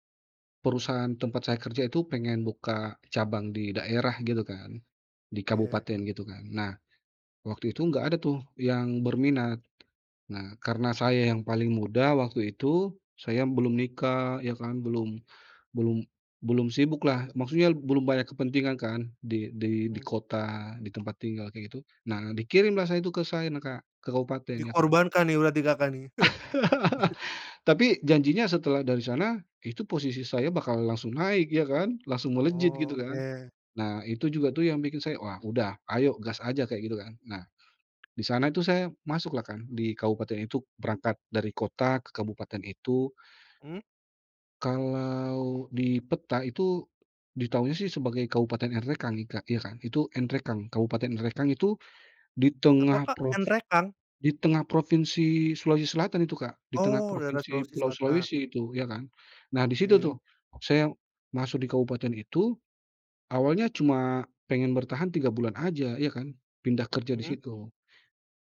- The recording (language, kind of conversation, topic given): Indonesian, podcast, Pernahkah kamu bertemu warga setempat yang membuat perjalananmu berubah, dan bagaimana ceritanya?
- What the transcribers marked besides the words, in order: "sana" said as "saina"; laugh; chuckle; "diketahuinya" said as "ditahunya"